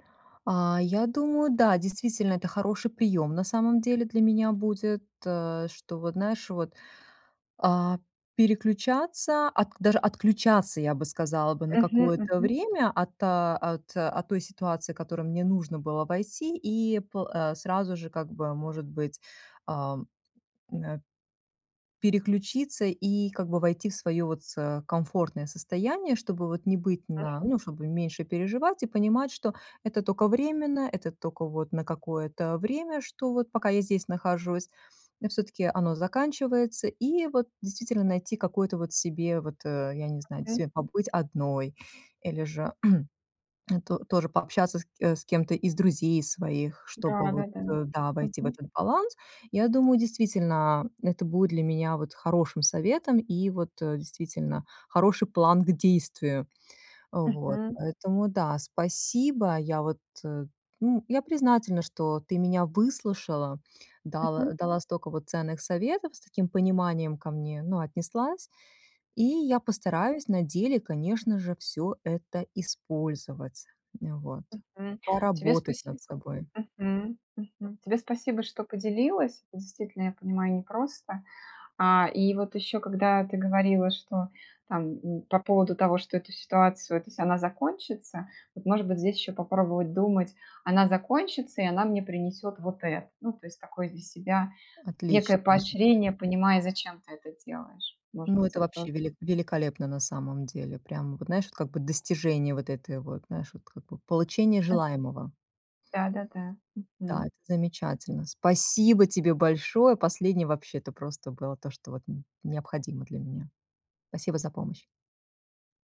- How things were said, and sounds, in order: tapping; other background noise; throat clearing; unintelligible speech
- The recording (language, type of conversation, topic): Russian, advice, Как мне быть собой, не теряя одобрения других людей?